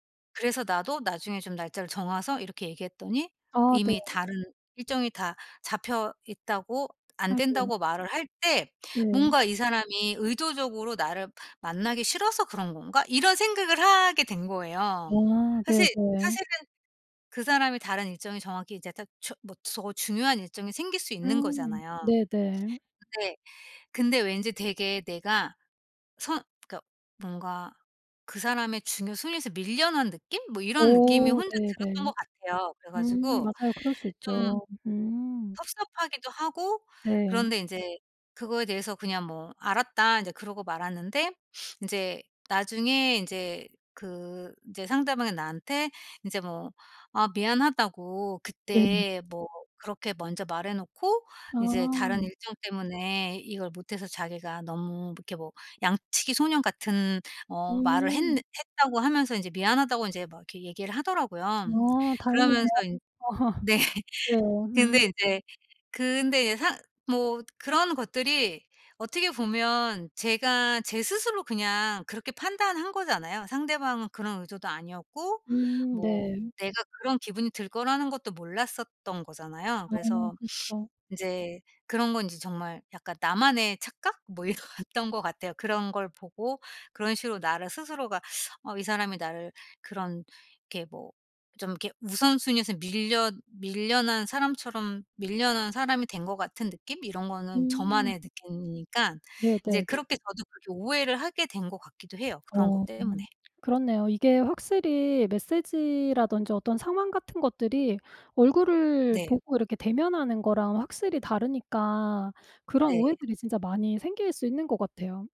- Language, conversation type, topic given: Korean, podcast, 문자나 카톡 때문에 오해가 생긴 적이 있나요?
- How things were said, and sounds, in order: "정해서" said as "정하서"; tapping; other background noise; sniff; laughing while speaking: "네"; laugh; sniff; laughing while speaking: "이랬던"